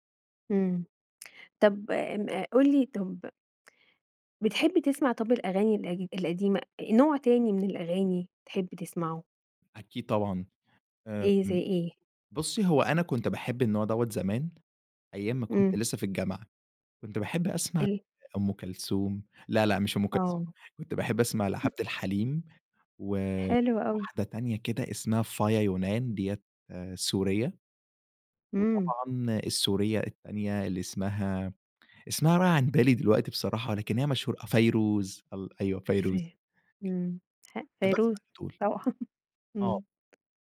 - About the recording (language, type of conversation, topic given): Arabic, podcast, إيه دور الذكريات في حبّك لأغاني معيّنة؟
- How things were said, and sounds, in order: chuckle; tapping; laugh